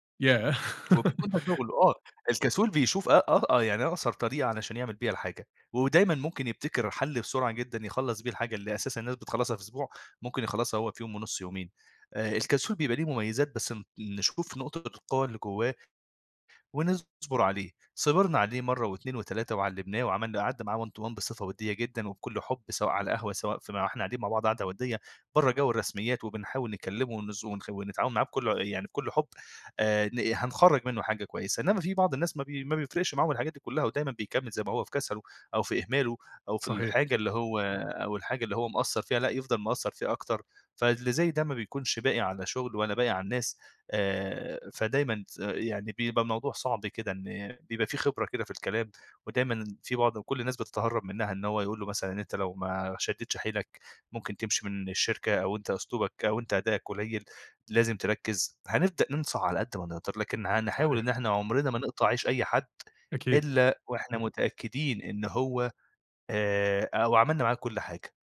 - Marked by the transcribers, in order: laugh; in English: "one to one"
- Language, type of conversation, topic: Arabic, podcast, إيه الطريقة اللي بتستخدمها عشان تبني روح الفريق؟